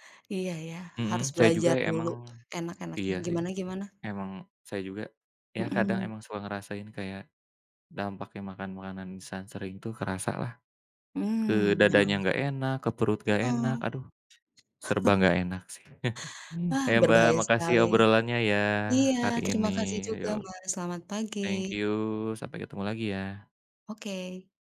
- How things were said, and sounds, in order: tapping; other background noise; chuckle; chuckle; in English: "thank you"
- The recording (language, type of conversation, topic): Indonesian, unstructured, Apakah generasi muda terlalu sering mengonsumsi makanan instan?